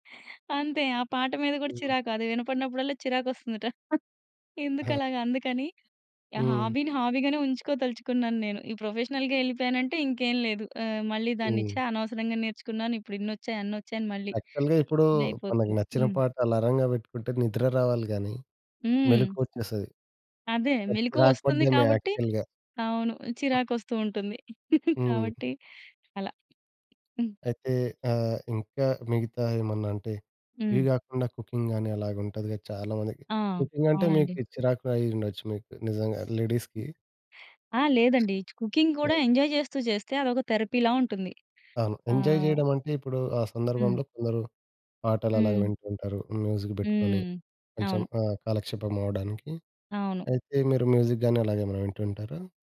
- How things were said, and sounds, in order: chuckle; chuckle; in English: "హాబీని హాబీగానే"; in English: "ప్రొఫెషనల్‌గా"; in English: "యాక్చువల్‌గా"; in English: "యాక్చువల్‌గా"; other noise; chuckle; other background noise; in English: "కుకింగ్"; in English: "కుకింగ్"; in English: "లేడీస్‌కి"; in English: "కుకింగ్"; in English: "ఎంజాయ్"; in English: "థెరపీలా"; in English: "ఎంజాయ్"; in English: "మ్యూజిక్"; in English: "మ్యూజిక్"
- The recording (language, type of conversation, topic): Telugu, podcast, ఫ్రీ టైమ్‌ను విలువగా గడపడానికి నువ్వు ఏ హాబీ చేస్తావు?